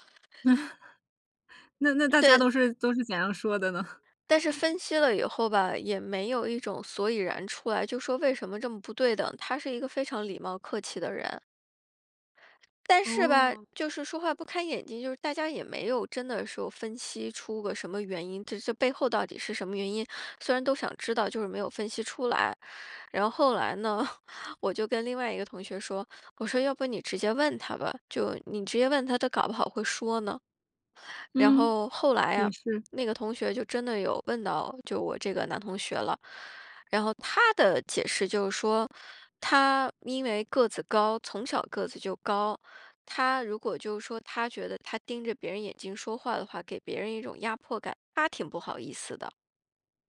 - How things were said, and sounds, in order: laugh; other background noise; laugh; laugh
- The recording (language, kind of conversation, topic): Chinese, podcast, 当别人和你说话时不看你的眼睛，你会怎么解读？